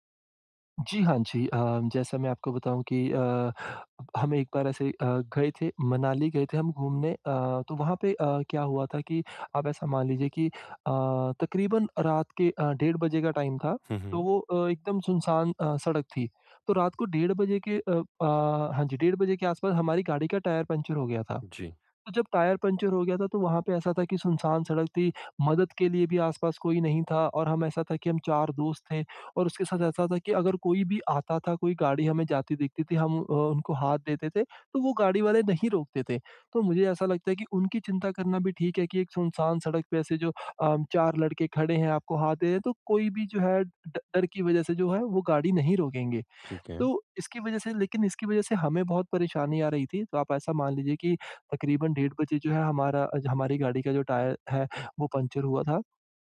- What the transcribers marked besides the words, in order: in English: "टाइम"
- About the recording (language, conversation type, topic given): Hindi, advice, मैं यात्रा की अनिश्चितता और चिंता से कैसे निपटूँ?